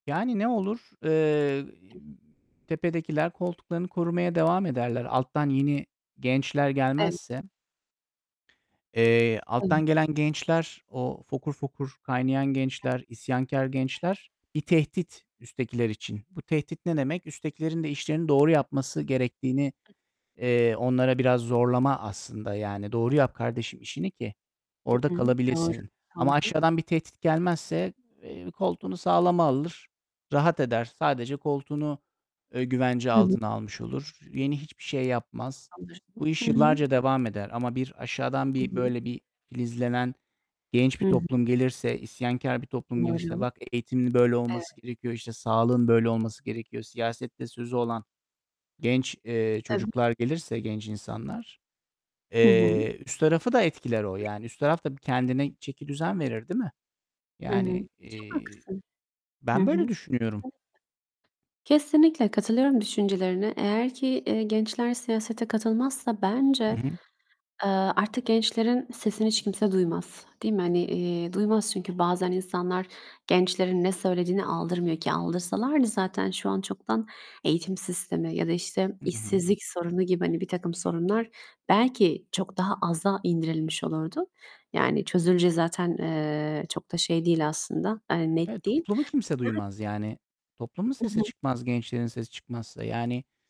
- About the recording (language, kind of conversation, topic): Turkish, unstructured, Gençlerin siyasete katılması neden önemlidir?
- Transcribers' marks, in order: distorted speech; other background noise; unintelligible speech; unintelligible speech; unintelligible speech